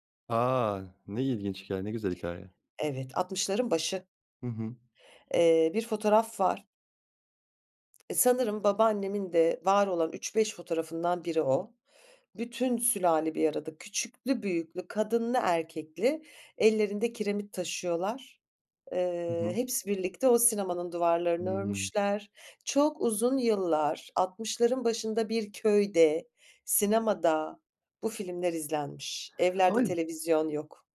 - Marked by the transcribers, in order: unintelligible speech
- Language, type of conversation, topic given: Turkish, podcast, Sence bazı filmler neden yıllar geçse de unutulmaz?